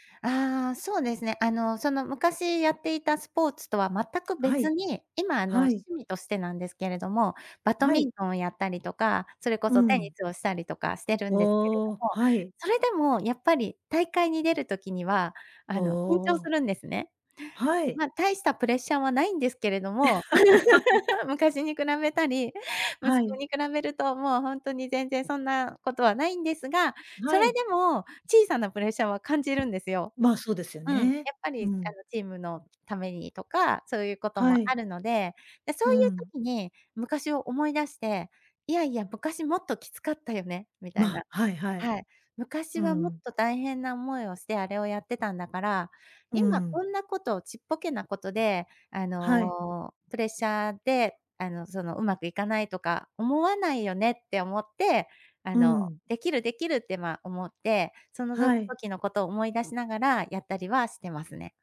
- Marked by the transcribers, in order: "バドミントン" said as "バトミントン"; laugh
- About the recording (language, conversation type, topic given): Japanese, podcast, プレッシャーが強い時の対処法は何ですか？